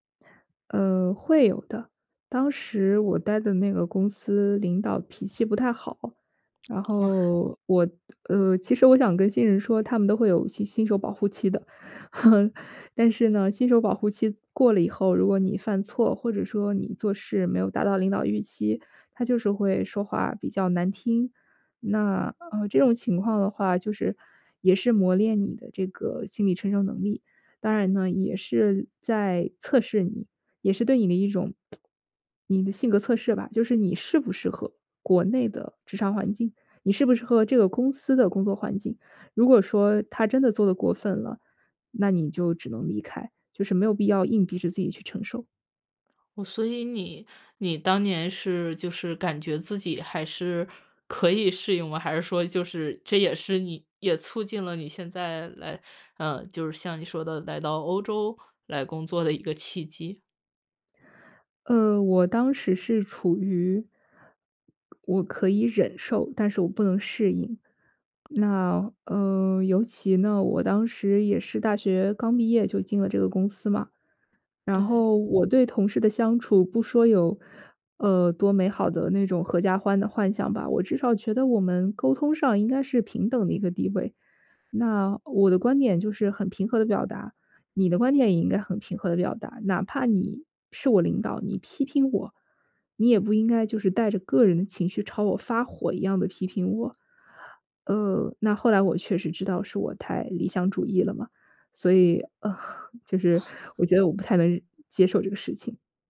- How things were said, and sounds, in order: other background noise; chuckle; tsk; laughing while speaking: "一个"; other noise
- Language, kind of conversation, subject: Chinese, podcast, 你会给刚踏入职场的人什么建议？